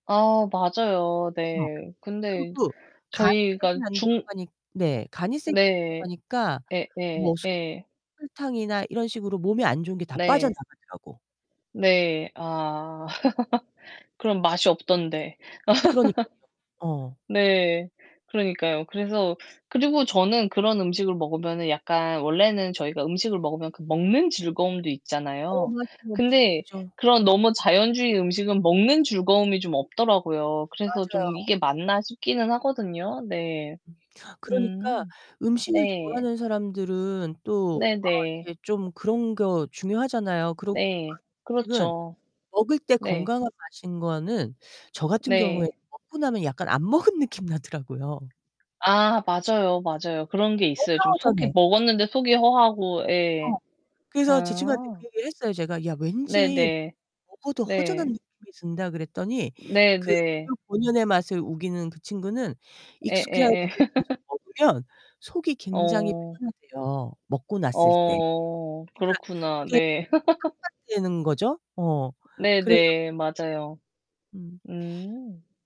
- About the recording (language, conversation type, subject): Korean, unstructured, 음식을 준비할 때 가장 중요하다고 생각하는 점은 무엇인가요?
- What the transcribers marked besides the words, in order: distorted speech; tapping; unintelligible speech; laugh; unintelligible speech; unintelligible speech; laughing while speaking: "안 먹은 느낌 나더라고요"; laugh; unintelligible speech; laugh; unintelligible speech